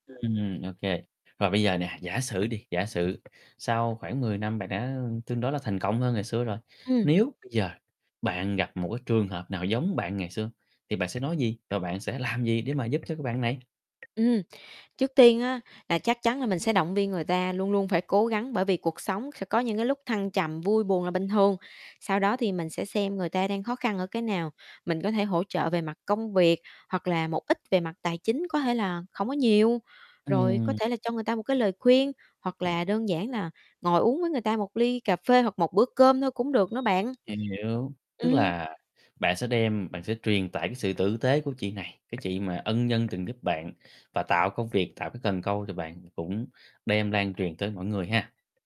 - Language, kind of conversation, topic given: Vietnamese, podcast, Bạn có thể kể về một lần bạn gặp khó khăn và nhận được sự giúp đỡ bất ngờ không?
- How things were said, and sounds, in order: distorted speech; tapping; other background noise; unintelligible speech